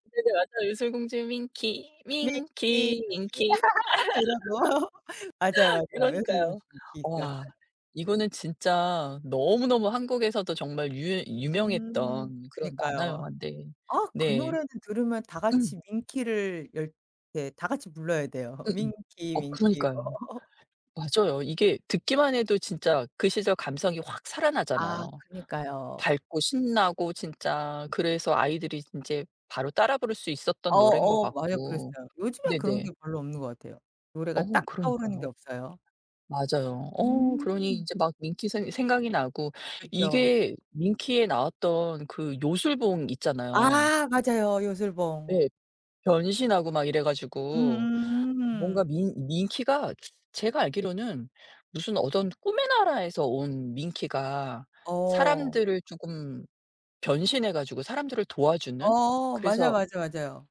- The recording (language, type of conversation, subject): Korean, podcast, 어릴 때 들었던 노래 중에서 아직도 가장 먼저 떠오르는 곡이 있으신가요?
- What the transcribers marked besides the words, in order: other background noise; singing: "밍키, 밍키"; singing: "밍키, 밍키, 밍키"; laugh; laugh; unintelligible speech; singing: "밍키, 밍키"; laugh